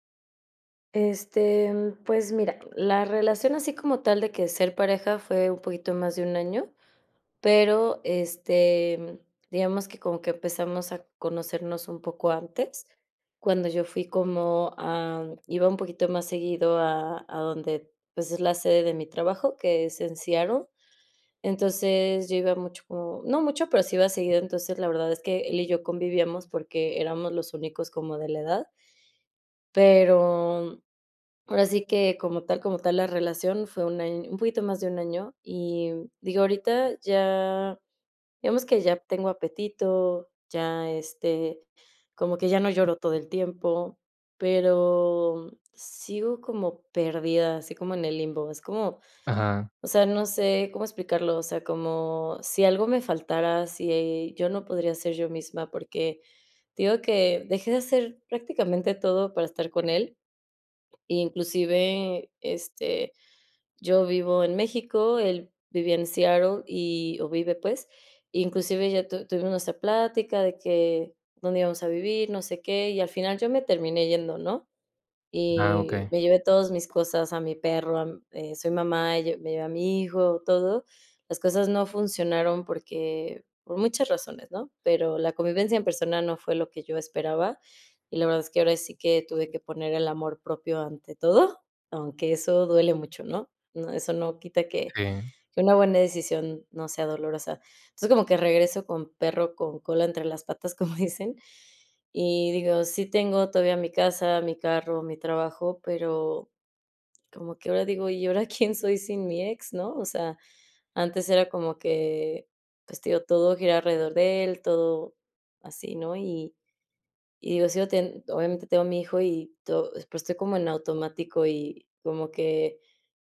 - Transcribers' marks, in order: other background noise; tapping; stressed: "todo"; laughing while speaking: "como dicen"; laughing while speaking: "quién"
- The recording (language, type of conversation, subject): Spanish, advice, ¿Cómo puedo recuperar mi identidad tras una ruptura larga?